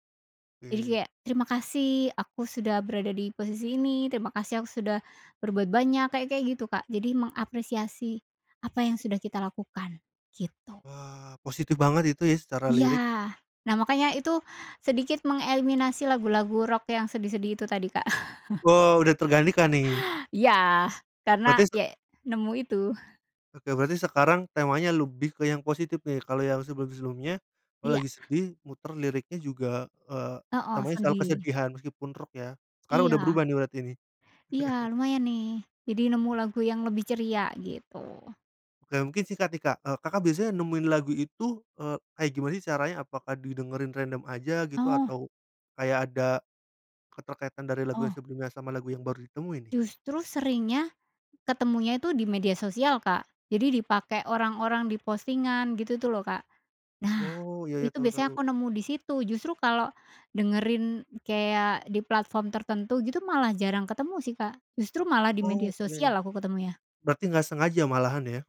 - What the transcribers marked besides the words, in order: laugh; other background noise; laugh
- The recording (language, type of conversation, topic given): Indonesian, podcast, Lagu apa yang mengingatkanmu pada keluarga?